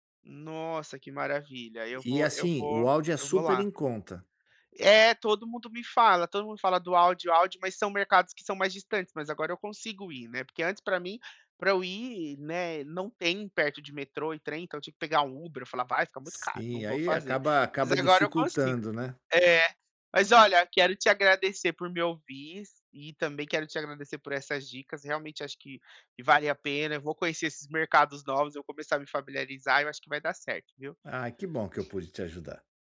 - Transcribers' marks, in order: "ouvir" said as "ouvis"
- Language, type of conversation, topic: Portuguese, advice, Como posso manter hábitos mesmo sem motivação?